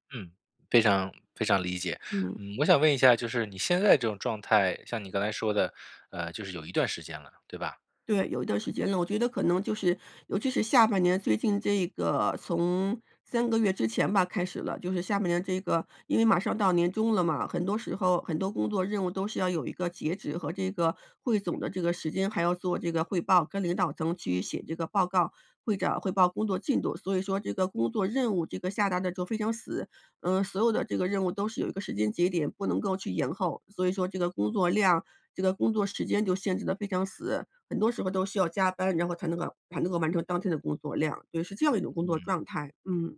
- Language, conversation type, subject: Chinese, advice, 在家休息时难以放松身心
- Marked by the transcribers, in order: none